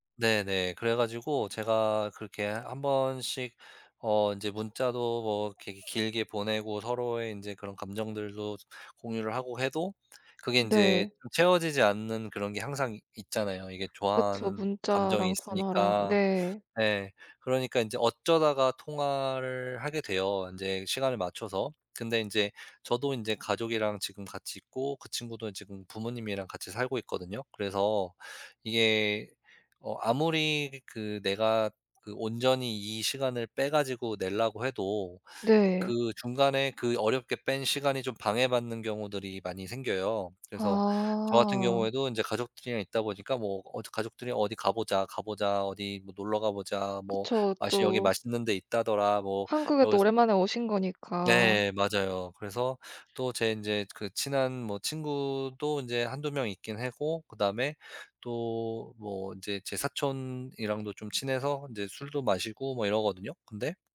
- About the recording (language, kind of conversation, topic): Korean, advice, 갈등 상황에서 말다툼을 피하게 되는 이유는 무엇인가요?
- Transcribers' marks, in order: tapping